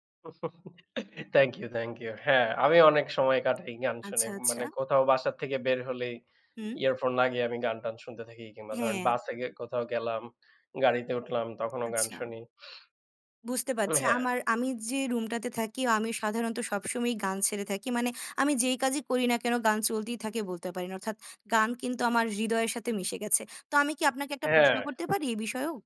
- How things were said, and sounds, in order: chuckle; snort; tapping
- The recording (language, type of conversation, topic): Bengali, unstructured, আপনার প্রিয় সঙ্গীত শোনার অভিজ্ঞতা কেমন?
- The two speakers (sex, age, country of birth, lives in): female, 20-24, Bangladesh, Bangladesh; male, 25-29, Bangladesh, Bangladesh